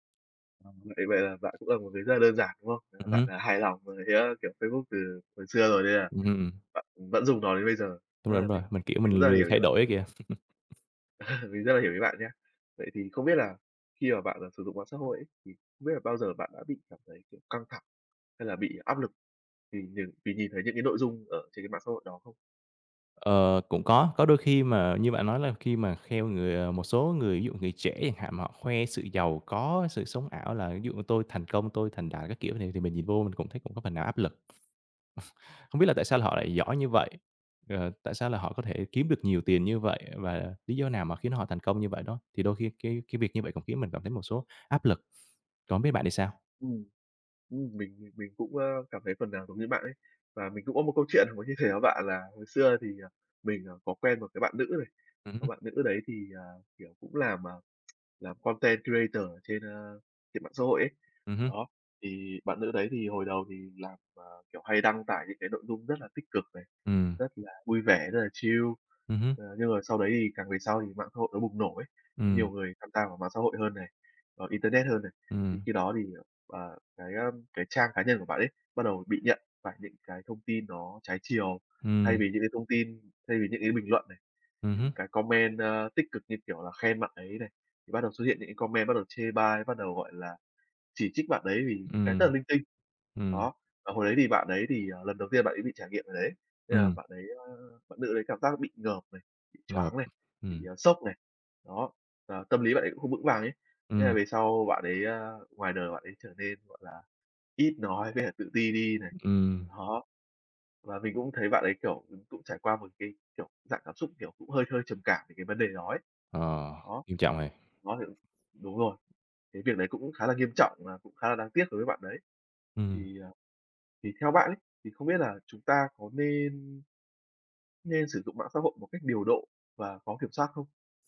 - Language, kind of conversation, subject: Vietnamese, unstructured, Bạn thấy ảnh hưởng của mạng xã hội đến các mối quan hệ như thế nào?
- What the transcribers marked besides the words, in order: chuckle; laughing while speaking: "À"; other background noise; chuckle; tapping; unintelligible speech; tsk; in English: "content creator"; in English: "chill"; in English: "comment"; in English: "comment"